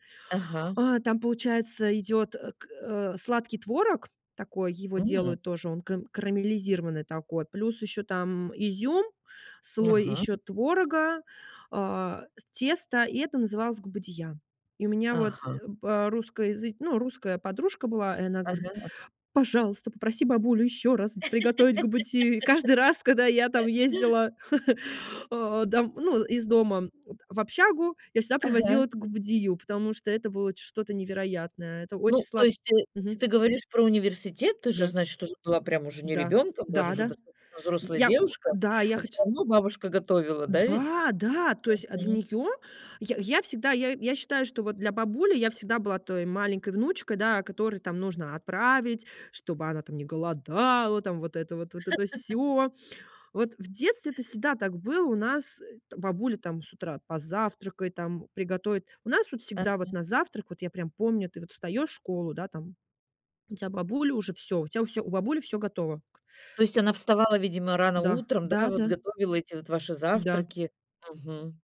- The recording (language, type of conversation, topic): Russian, podcast, Что у вашей бабушки получается готовить лучше всего?
- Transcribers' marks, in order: other background noise; laugh; chuckle; laugh; tapping